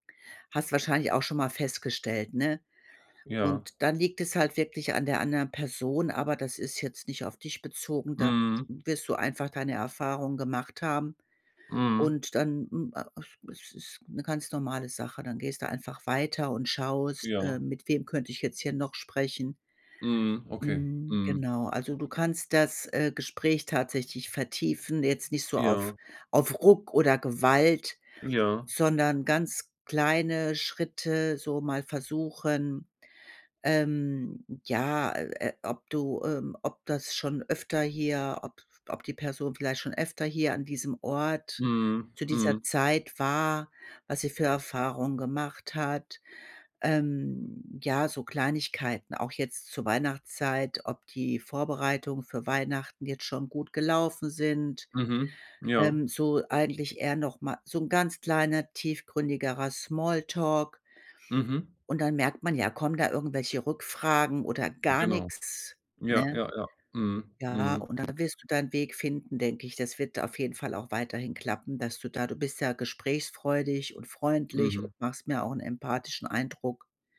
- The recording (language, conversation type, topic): German, advice, Wie kann ich Gespräche vertiefen, ohne aufdringlich zu wirken?
- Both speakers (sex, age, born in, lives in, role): female, 55-59, Germany, Germany, advisor; male, 45-49, Germany, Germany, user
- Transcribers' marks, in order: none